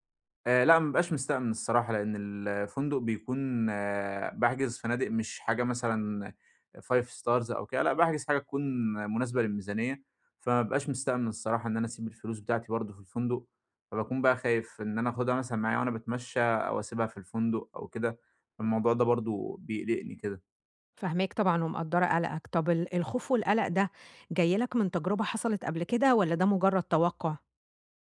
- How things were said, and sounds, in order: in English: "Five Stars"
- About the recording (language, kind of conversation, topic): Arabic, advice, إزاي أتنقل بأمان وثقة في أماكن مش مألوفة؟